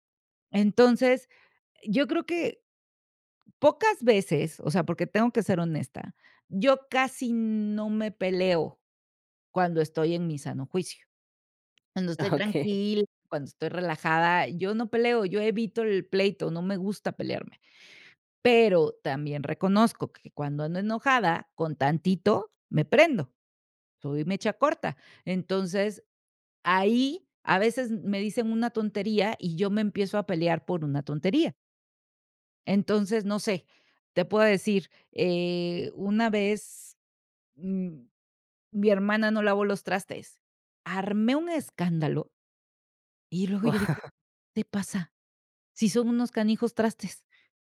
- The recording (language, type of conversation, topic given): Spanish, podcast, ¿Cómo puedes reconocer tu parte en un conflicto familiar?
- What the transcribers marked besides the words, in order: laughing while speaking: "Okey"; other background noise; laughing while speaking: "Gua"